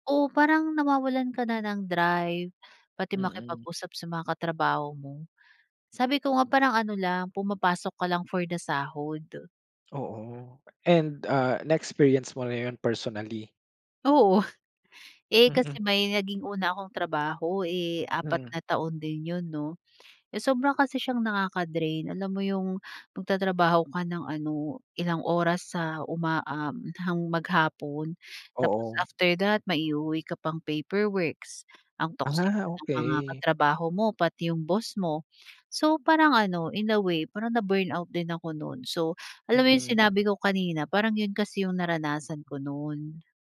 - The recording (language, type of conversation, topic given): Filipino, podcast, Anong simpleng nakagawian ang may pinakamalaking epekto sa iyo?
- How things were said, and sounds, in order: other background noise; chuckle